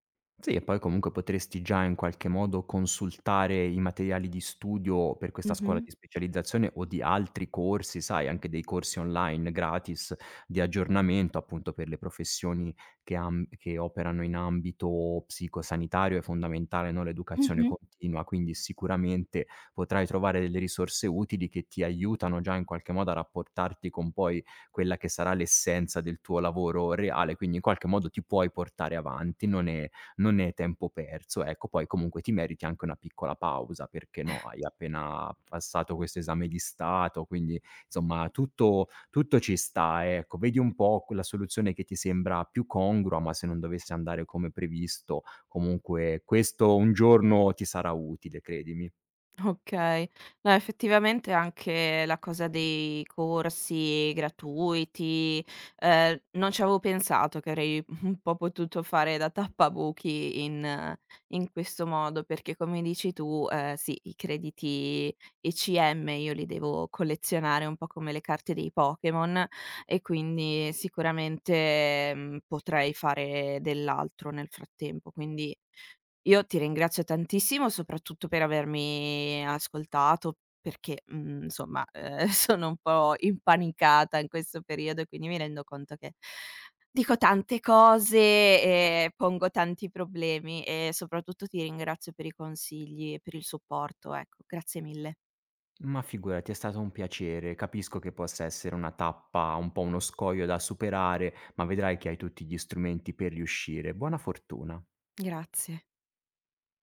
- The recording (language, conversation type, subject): Italian, advice, Come posso gestire l’ansia di fallire in un nuovo lavoro o in un progetto importante?
- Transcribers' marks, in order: tapping; other background noise; other noise; chuckle; chuckle